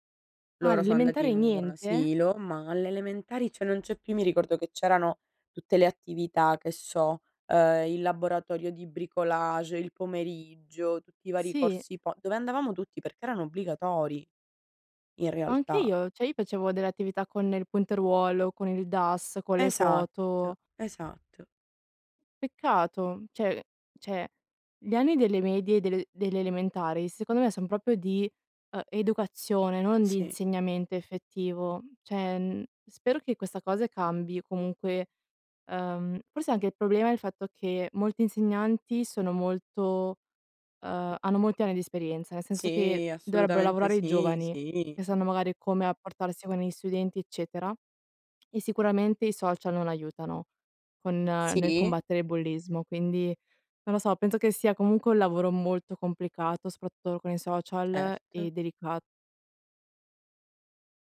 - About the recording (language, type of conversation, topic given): Italian, unstructured, Come si può combattere il bullismo nelle scuole?
- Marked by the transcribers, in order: "cioè" said as "ceh"; "cioè" said as "ceh"; "Cioè-" said as "ceh"; "cioè" said as "ceh"; "proprio" said as "propio"; "cioè" said as "ceh"; other background noise